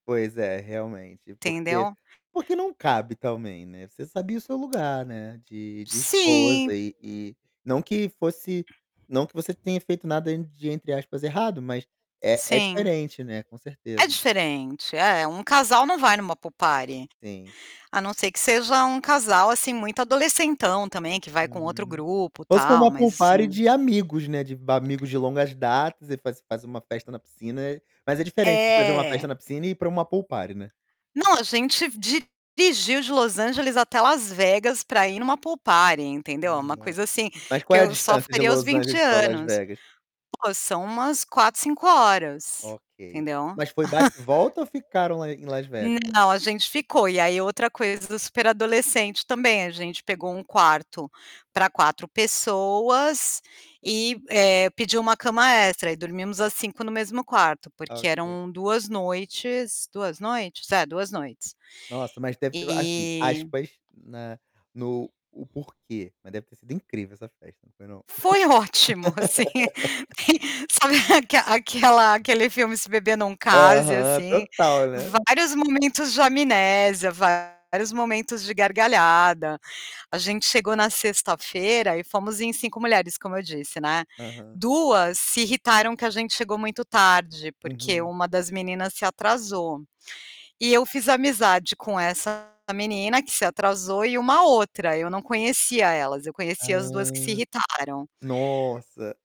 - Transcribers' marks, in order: tapping; other background noise; static; in English: "pool party"; in English: "pool party"; in English: "pool party"; distorted speech; in English: "pool party"; chuckle; laughing while speaking: "Foi ótimo, assim. E sabe aque aquela"; laugh
- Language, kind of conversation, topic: Portuguese, podcast, Como você equilibra o tempo sozinho com o tempo social?